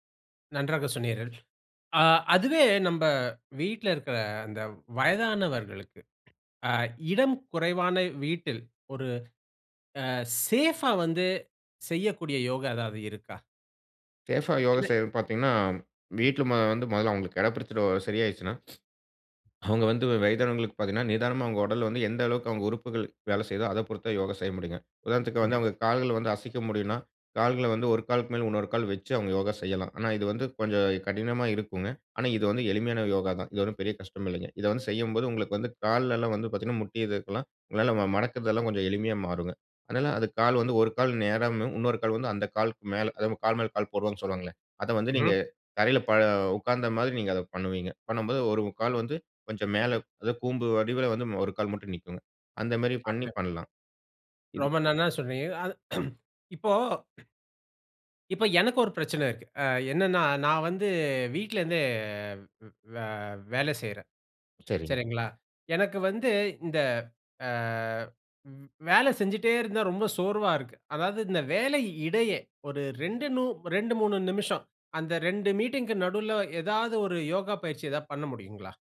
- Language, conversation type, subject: Tamil, podcast, சிறிய வீடுகளில் இடத்தைச் சிக்கனமாகப் பயன்படுத்தி யோகா செய்ய என்னென்ன எளிய வழிகள் உள்ளன?
- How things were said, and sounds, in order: in English: "சேஃபா"; in English: "சேஃப்"; other noise; put-on voice: "நேராம்னு உன்னொரு"; unintelligible speech; throat clearing; drawn out: "வீட்லருந்தே"